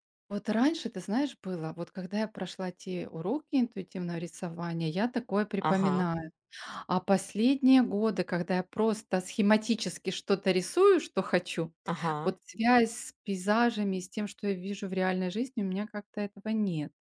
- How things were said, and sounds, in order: none
- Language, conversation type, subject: Russian, podcast, Какие привычки помогают тебе оставаться творческим?